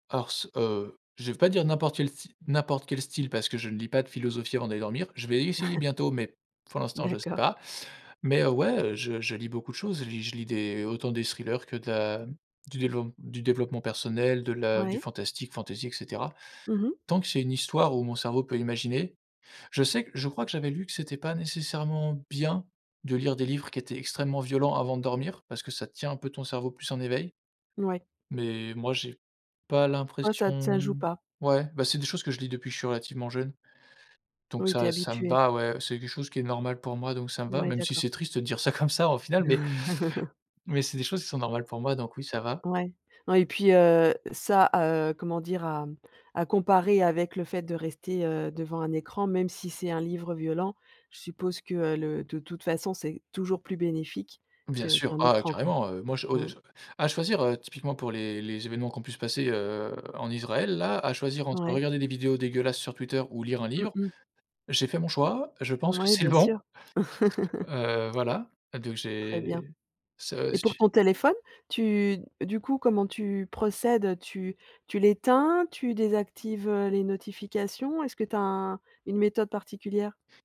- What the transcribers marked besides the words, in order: chuckle; stressed: "bien"; stressed: "pas"; laughing while speaking: "de dire ça comme ça"; laugh; other noise; laugh; laughing while speaking: "c'est bon"
- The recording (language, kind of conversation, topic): French, podcast, Quelles règles t’imposes-tu concernant les écrans avant de dormir, et que fais-tu concrètement ?